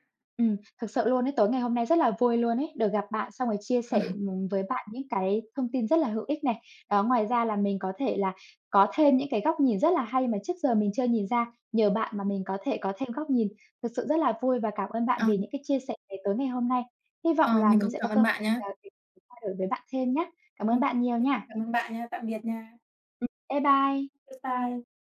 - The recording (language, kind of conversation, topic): Vietnamese, unstructured, Bạn đã học được bài học quý giá nào từ một thất bại mà bạn từng trải qua?
- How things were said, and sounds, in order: tapping; chuckle; other background noise; unintelligible speech